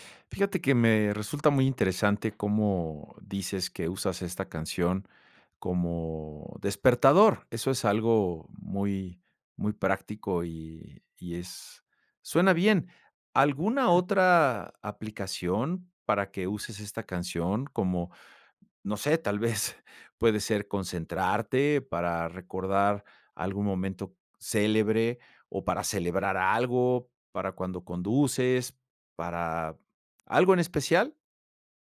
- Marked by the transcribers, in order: laughing while speaking: "tal vez"
- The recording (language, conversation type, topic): Spanish, podcast, ¿Cuál es tu canción favorita y por qué?